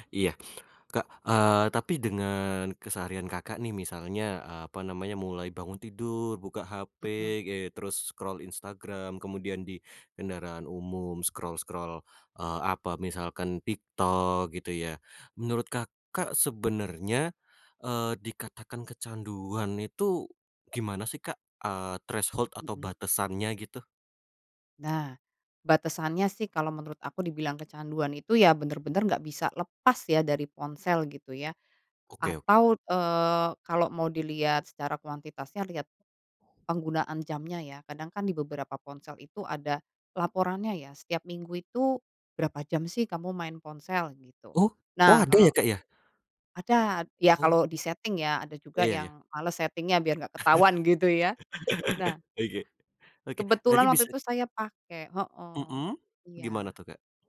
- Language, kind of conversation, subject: Indonesian, podcast, Menurut kamu, apa tanda-tanda bahwa seseorang kecanduan ponsel?
- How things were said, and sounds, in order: in English: "scroll"; in English: "scroll-scroll"; in English: "threshold"; other background noise; chuckle